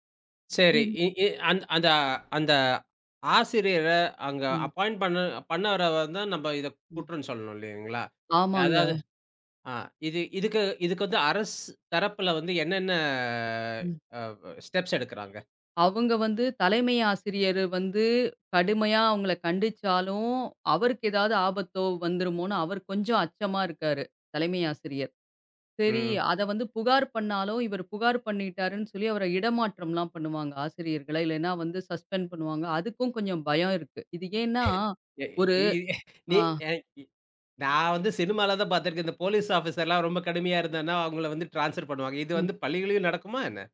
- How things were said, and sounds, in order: in English: "அப்பாயிண்ட்"; drawn out: "ஆமாங்க"; drawn out: "என்னென்ன"; in English: "ஸ்டெப்ஸ்"; drawn out: "கண்டிச்சாலும்"; in English: "சஸ்பெண்ட்"; unintelligible speech; drawn out: "ஏன்னா"; in English: "டிரான்ஸ்ஃபர்"
- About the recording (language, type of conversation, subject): Tamil, podcast, அரசுப் பள்ளியா, தனியார் பள்ளியா—உங்கள் கருத்து என்ன?
- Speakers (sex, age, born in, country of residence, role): female, 45-49, India, India, guest; male, 45-49, India, India, host